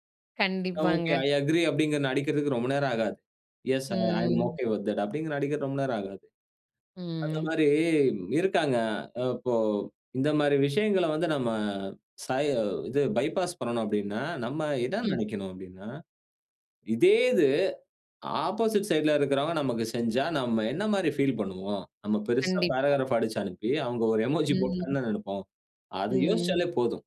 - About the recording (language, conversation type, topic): Tamil, podcast, உரைச் செய்திகளில் உணர்ச்சிச் சின்னங்களை நீங்கள் எப்படிப் பயன்படுத்துவீர்கள்?
- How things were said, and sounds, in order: in English: "ஐ அக்ரி"; in English: "எஸ் ஐ ஆம் ஒகே வித் தட்"; in English: "ஆப்போசிட் சைட்"; in English: "பாராகிராப்"; in English: "எமோஜி"